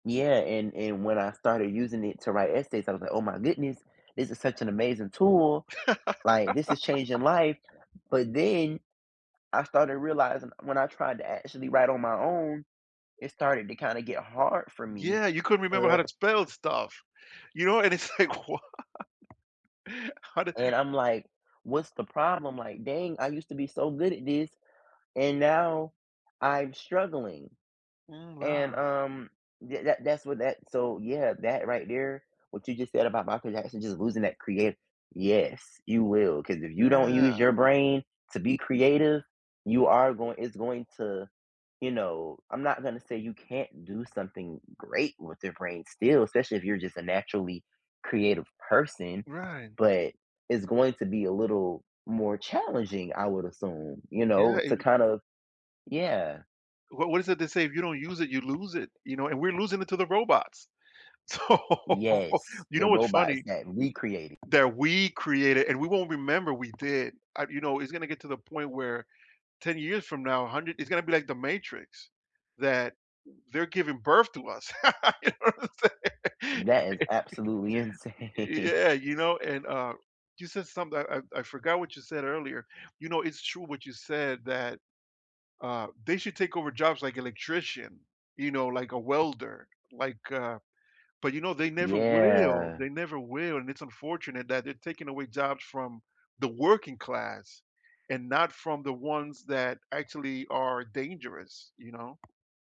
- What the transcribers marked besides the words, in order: laugh; tapping; laughing while speaking: "like, wha"; other background noise; laughing while speaking: "So"; laugh; laughing while speaking: "You know what I'm saying?"; laughing while speaking: "insane"; laugh
- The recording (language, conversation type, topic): English, unstructured, What impact do you think robots will have on jobs?
- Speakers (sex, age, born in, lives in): male, 18-19, United States, United States; male, 40-44, United States, United States